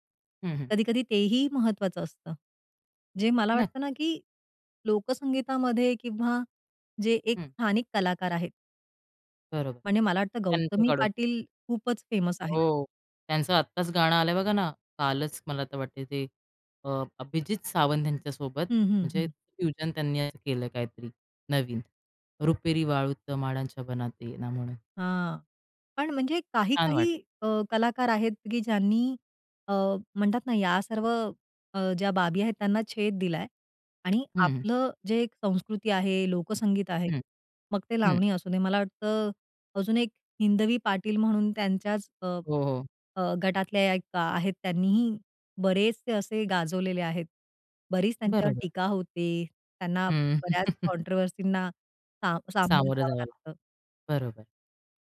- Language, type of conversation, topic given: Marathi, podcast, लोकसंगीत आणि पॉपमधला संघर्ष तुम्हाला कसा जाणवतो?
- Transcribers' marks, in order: "स्थानिक" said as "थानिक"; tapping; in English: "फेमस"; in English: "फ्यूजन"; other background noise; in English: "कॉन्ट्रोव्हर्सींना"; chuckle